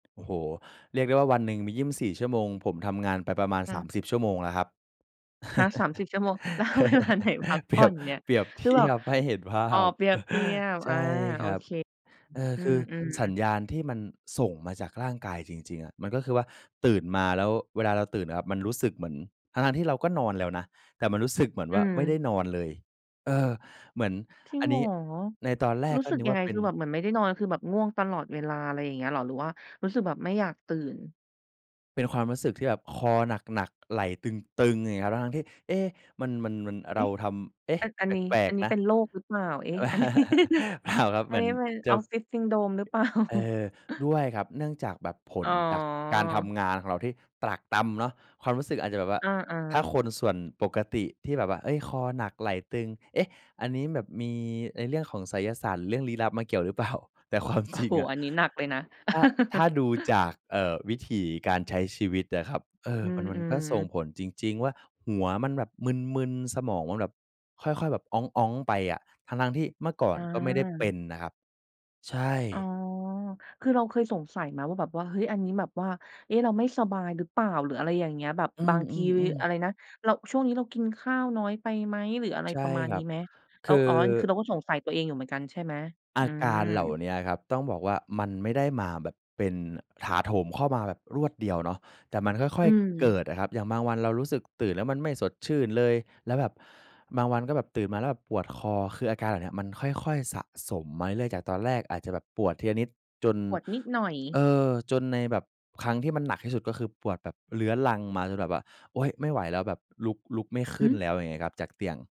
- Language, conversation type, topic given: Thai, podcast, คุณดูแลร่างกายอย่างไรเมื่อเริ่มมีสัญญาณหมดไฟ?
- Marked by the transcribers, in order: laugh; laughing while speaking: "แล้วเอาเวลาไหน"; laughing while speaking: "เปรียบเทียบให้เห็นภาพ"; chuckle; chuckle; laughing while speaking: "เปล่า ?"; chuckle; laughing while speaking: "แต่ความจริงอะ"; chuckle